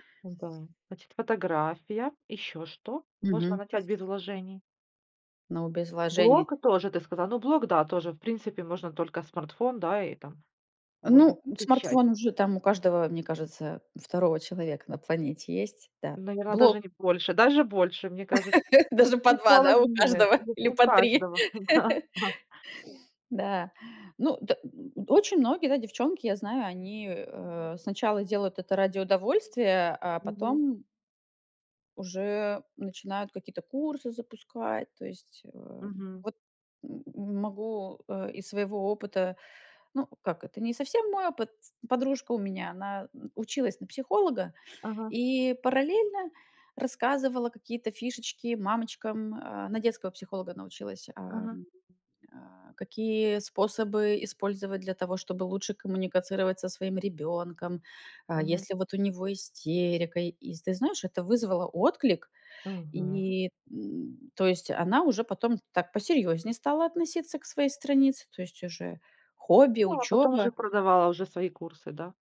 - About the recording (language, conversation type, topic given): Russian, podcast, Какие хобби можно начать без больших вложений?
- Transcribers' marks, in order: other background noise; tapping; laugh; laughing while speaking: "Даже по два, да, у каждого, или по три"; unintelligible speech; laugh; other noise; "коммуницировать" said as "коммуникацировать"